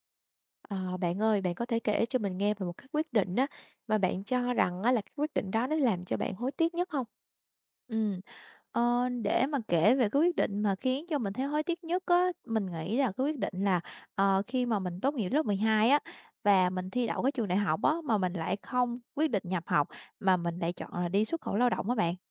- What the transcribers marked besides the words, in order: tapping
- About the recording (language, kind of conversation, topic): Vietnamese, podcast, Bạn có thể kể về quyết định nào khiến bạn hối tiếc nhất không?